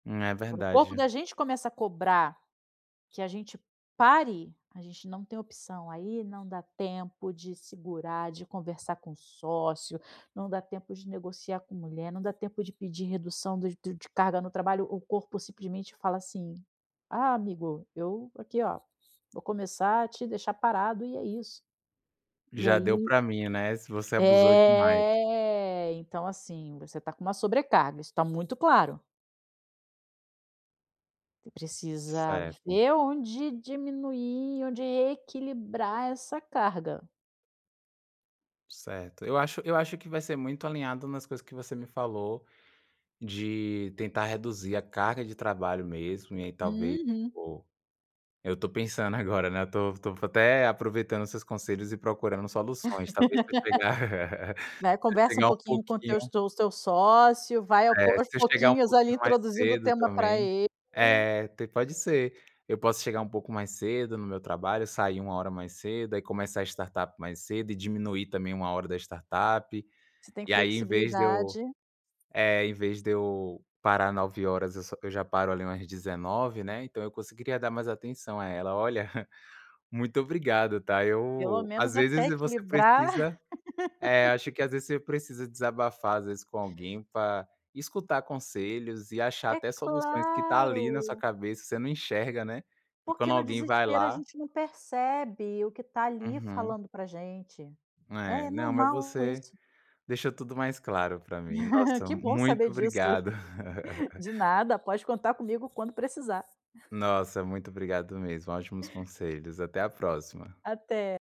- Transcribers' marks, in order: tapping; other background noise; drawn out: "é"; chuckle; in English: "startup"; in English: "startup"; chuckle; chuckle; drawn out: "É claro"; chuckle
- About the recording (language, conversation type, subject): Portuguese, advice, Como lidar com a culpa por negligenciar minha família por causa do trabalho em uma startup?